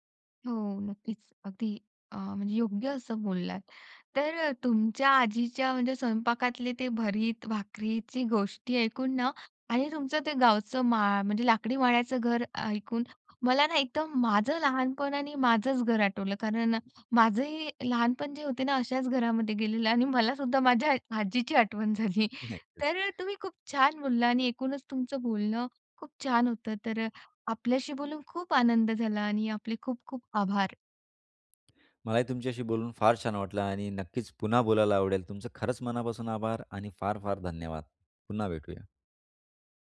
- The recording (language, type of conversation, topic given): Marathi, podcast, तुझ्या आजी-आजोबांच्या स्वयंपाकातली सर्वात स्मरणीय गोष्ट कोणती?
- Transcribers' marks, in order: laughing while speaking: "मलासुद्धा आ माझ्या आजीची आठवण झाली"; tapping